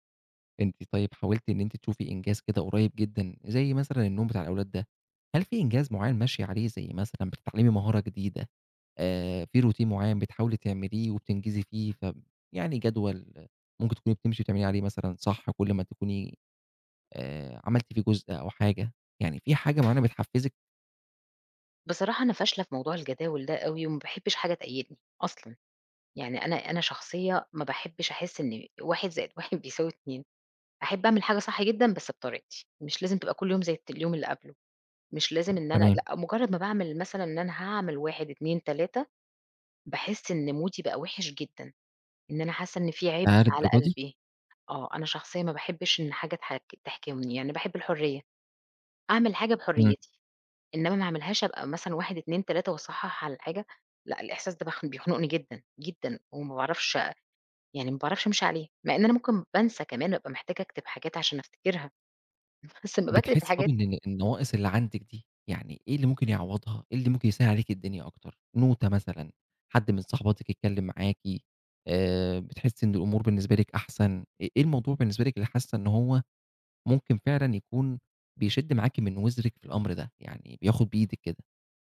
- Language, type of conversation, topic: Arabic, podcast, إزاي بتنظّم نومك عشان تحس بنشاط؟
- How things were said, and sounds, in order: in English: "routine"; other background noise; laughing while speaking: "واحد"; in English: "مودي"; chuckle